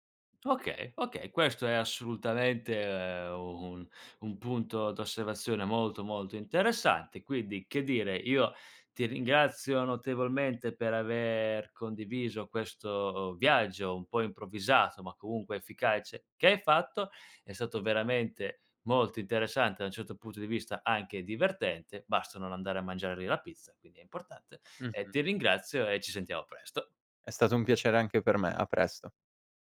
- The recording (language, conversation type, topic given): Italian, podcast, Ti è mai capitato di perderti in una città straniera?
- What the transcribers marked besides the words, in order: "stato" said as "sato"